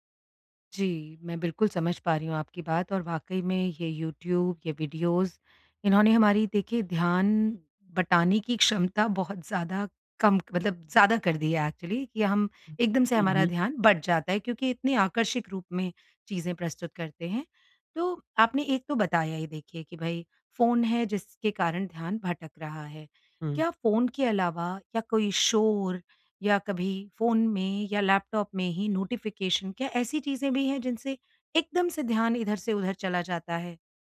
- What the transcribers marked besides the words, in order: in English: "वीडियोज़"; in English: "एक्चुअली"; in English: "नोटिफ़िकेशन"
- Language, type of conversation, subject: Hindi, advice, मैं बार-बार ध्यान भटकने से कैसे बचूं और एक काम पर कैसे ध्यान केंद्रित करूं?